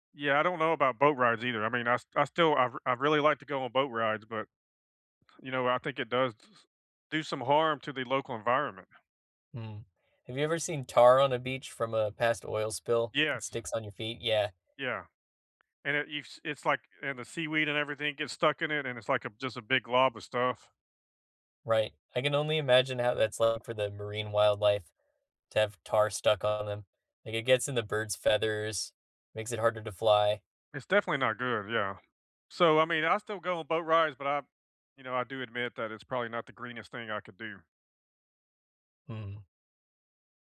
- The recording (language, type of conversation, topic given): English, unstructured, How can you keep your travels green while connecting with local life?
- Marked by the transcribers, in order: other background noise